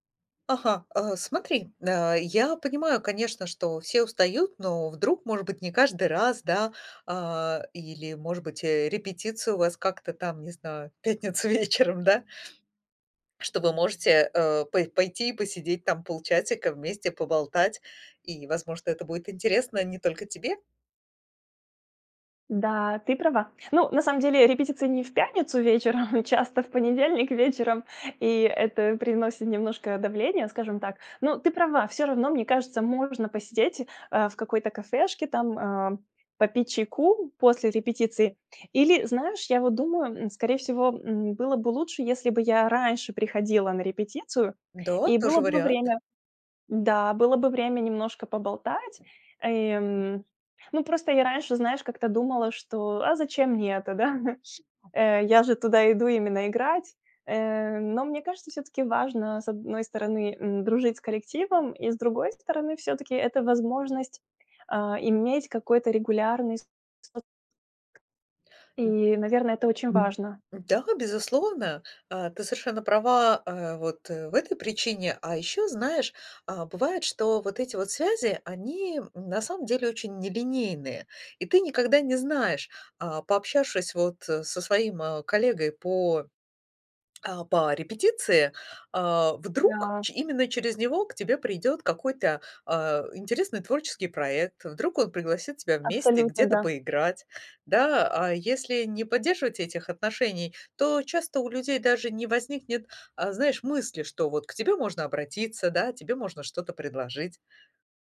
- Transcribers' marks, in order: laughing while speaking: "пятница вечером"; chuckle; tapping; chuckle; other background noise; other noise
- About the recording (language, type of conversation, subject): Russian, advice, Как заводить новые знакомства и развивать отношения, если у меня мало времени и энергии?